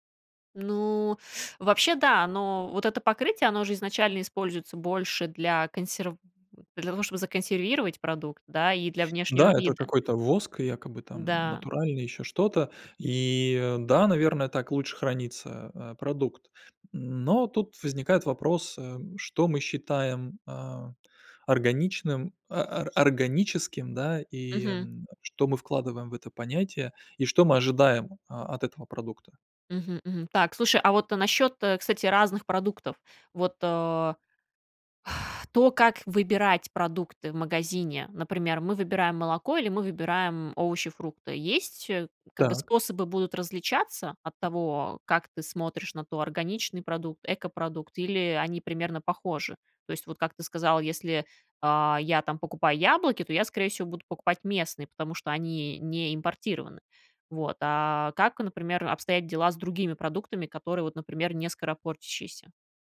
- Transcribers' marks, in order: blowing; tapping
- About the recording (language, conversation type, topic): Russian, podcast, Как отличить настоящее органическое от красивой этикетки?